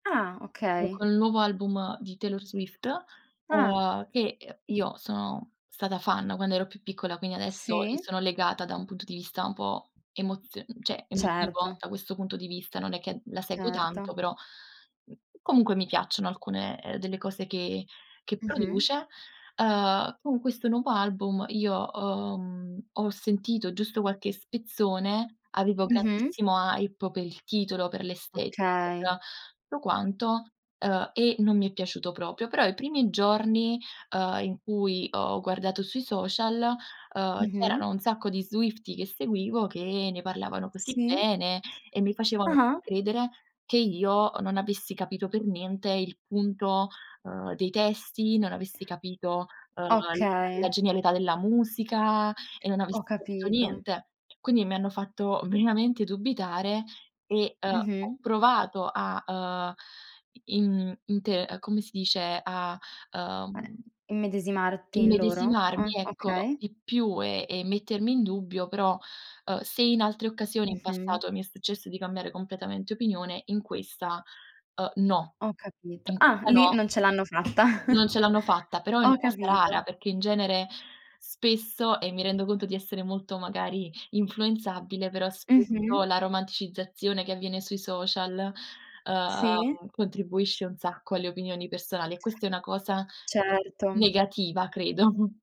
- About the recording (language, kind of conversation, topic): Italian, podcast, Che cosa ti fa amare o odiare un personaggio in una serie televisiva?
- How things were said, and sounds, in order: tapping; other background noise; "cioè" said as "ceh"; in English: "hype"; "proprio" said as "propio"; stressed: "Ah"; chuckle; giggle